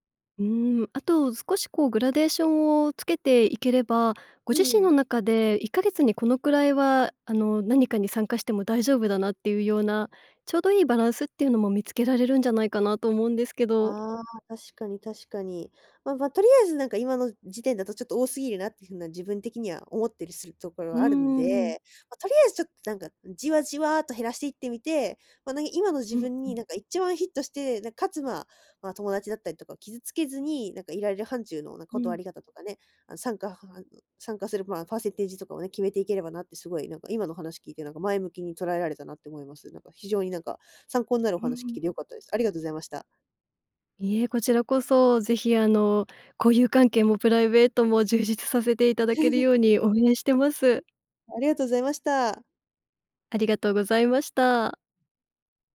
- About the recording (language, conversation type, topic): Japanese, advice, 誘いを断れずにストレスが溜まっている
- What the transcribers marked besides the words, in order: tongue click; laugh; tongue click